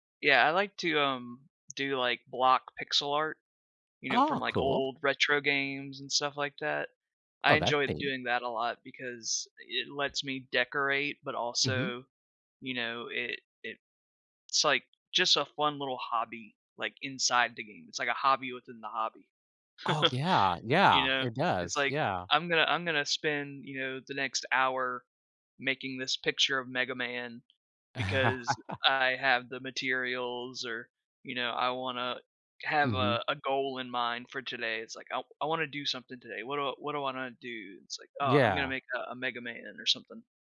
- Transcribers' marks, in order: other background noise; chuckle; laugh
- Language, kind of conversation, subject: English, unstructured, How do your hobbies contribute to your overall happiness and well-being?